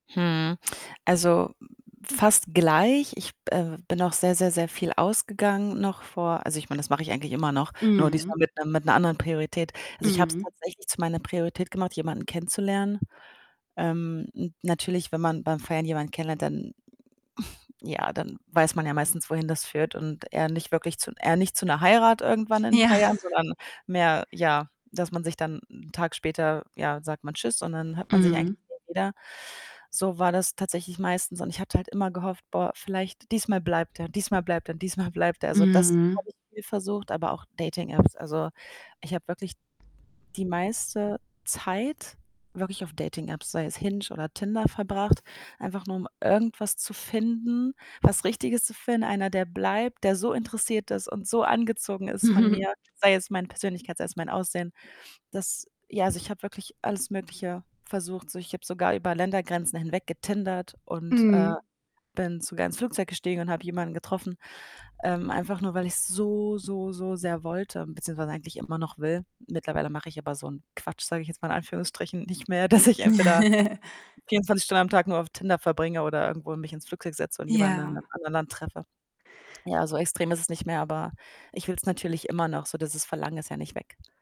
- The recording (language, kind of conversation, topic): German, advice, Wie erlebst du deine Angst vor Ablehnung beim Kennenlernen und Dating?
- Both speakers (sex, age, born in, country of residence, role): female, 25-29, Germany, Sweden, user; female, 30-34, Germany, Germany, advisor
- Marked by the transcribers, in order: distorted speech; sigh; laughing while speaking: "Ja"; static; chuckle; chuckle